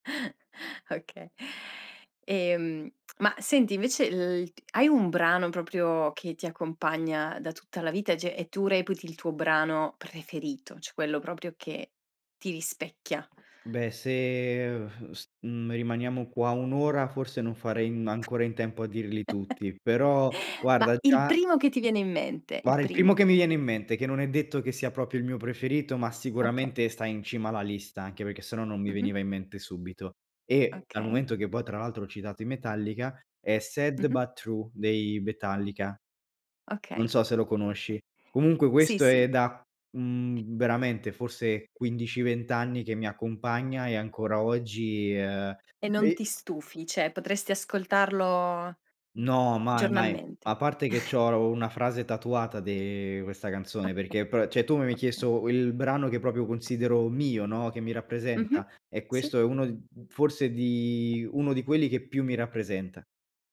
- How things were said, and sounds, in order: chuckle; "cioè" said as "ceh"; "cioè" said as "cho"; other background noise; chuckle; "cioè" said as "ceh"; chuckle; "de" said as "di"; "mi avevi" said as "mavevi"; tapping
- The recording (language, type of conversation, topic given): Italian, podcast, Che musica ti rappresenta di più?